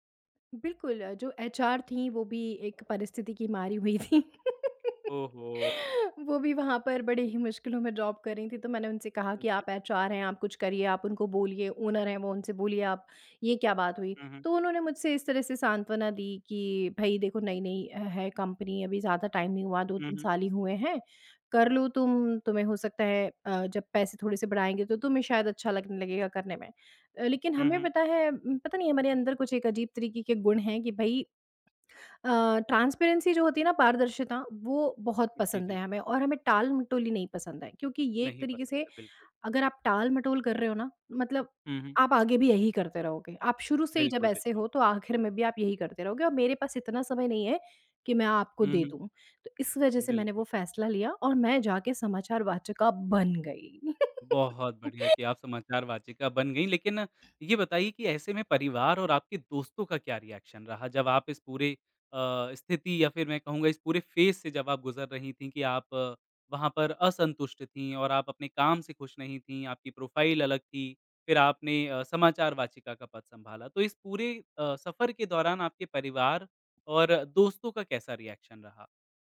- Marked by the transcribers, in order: laughing while speaking: "हुई थीं"; laugh; in English: "जॉब"; in English: "ओनर"; in English: "टाइम"; in English: "ट्रांसपेरेंसी"; chuckle; other background noise; in English: "रिएक्शन"; in English: "फेज़"; in English: "प्रोफाइल"; in English: "रिएक्शन"
- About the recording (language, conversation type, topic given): Hindi, podcast, आपने करियर बदलने का फैसला कैसे लिया?